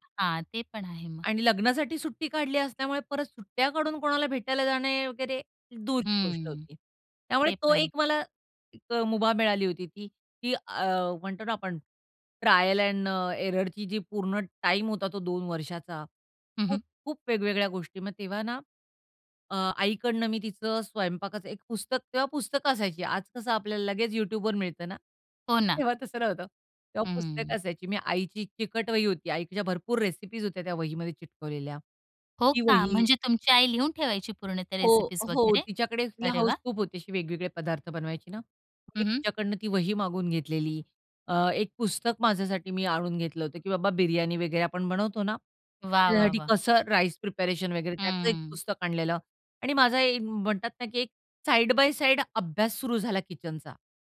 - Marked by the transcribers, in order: other noise; in English: "ट्रायल एंड"; in English: "एररची"; surprised: "तेव्हा तसं नव्हतं"; "चिकटवलेल्या" said as "चिटकवलेल्या"; tapping; in English: "साइड बाय साइड"
- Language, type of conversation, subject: Marathi, podcast, अपयशानंतर तुम्ही आत्मविश्वास पुन्हा कसा मिळवला?